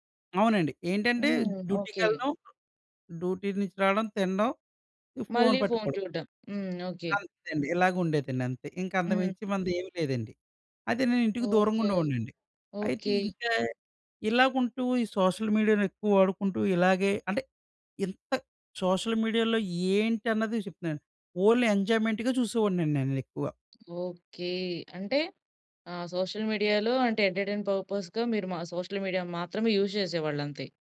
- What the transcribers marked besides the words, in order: in English: "డ్యూటీ"; in English: "సోషల్ మీడియాని"; in English: "సోషల్ మీడియాలో"; in English: "ఓన్లీ ఎంజాయ్మెంట్‌గా"; other background noise; in English: "సోషల్ మీడియాలో"; in English: "ఎంటర్టైన్మెంట్ పర్పస్‌గా"; in English: "సోషల్ మీడియా"; in English: "యూజ్"
- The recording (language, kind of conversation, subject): Telugu, podcast, సోషియల్ మీడియా వాడుతున్నప్పుడు మరింత జాగ్రత్తగా, అవగాహనతో ఎలా ఉండాలి?